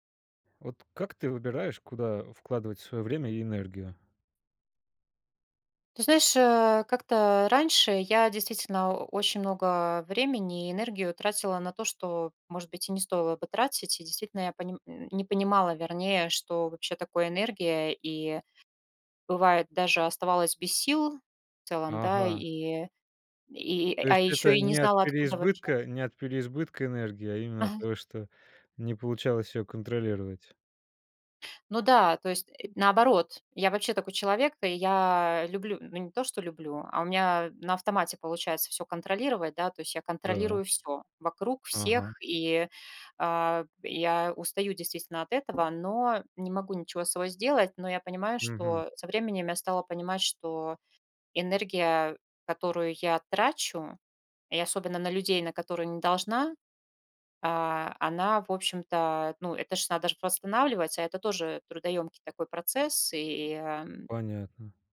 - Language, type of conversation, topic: Russian, podcast, Как вы выбираете, куда вкладывать время и энергию?
- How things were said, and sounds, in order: tapping